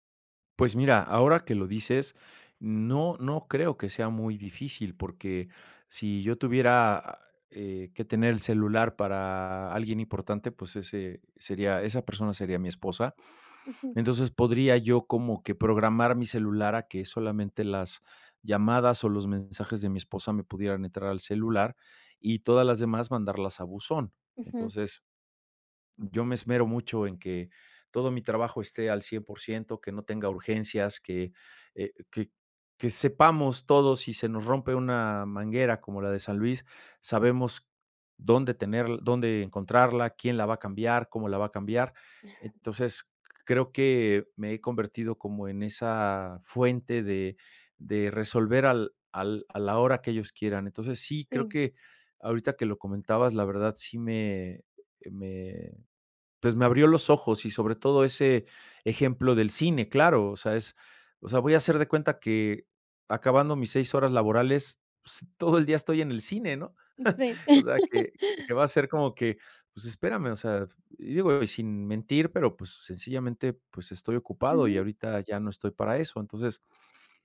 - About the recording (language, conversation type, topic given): Spanish, advice, ¿Cómo puedo evitar que las interrupciones arruinen mi planificación por bloques de tiempo?
- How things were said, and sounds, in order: chuckle; laugh